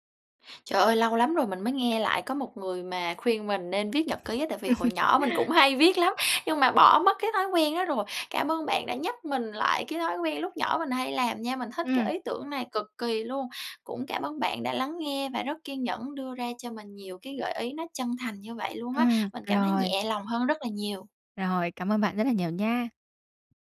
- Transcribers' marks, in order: laugh; tapping
- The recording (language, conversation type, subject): Vietnamese, advice, Làm thế nào để giảm thời gian dùng điện thoại vào buổi tối để ngủ ngon hơn?